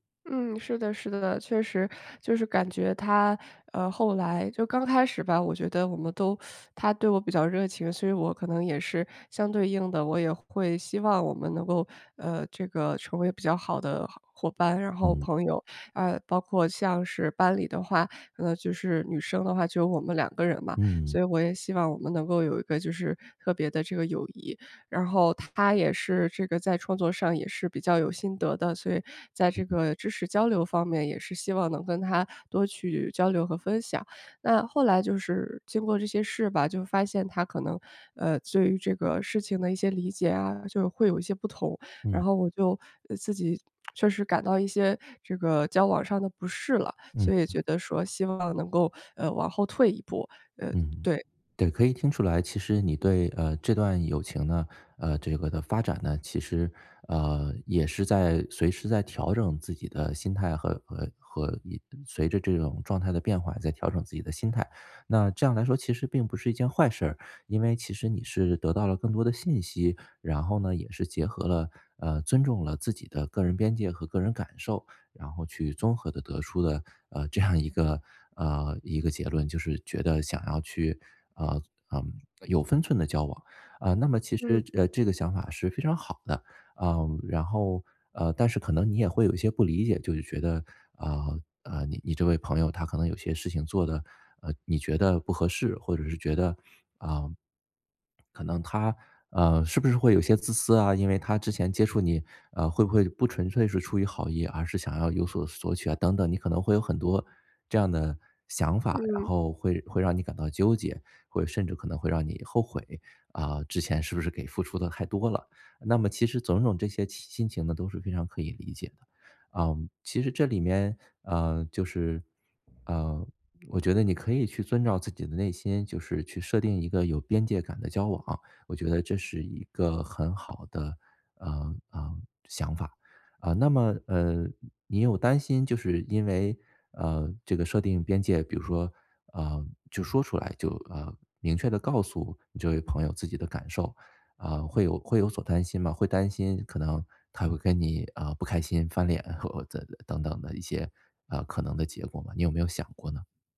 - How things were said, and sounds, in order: teeth sucking; other background noise; tapping; laughing while speaking: "这样"; sniff
- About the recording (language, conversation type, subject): Chinese, advice, 我该如何与朋友清楚地设定个人界限？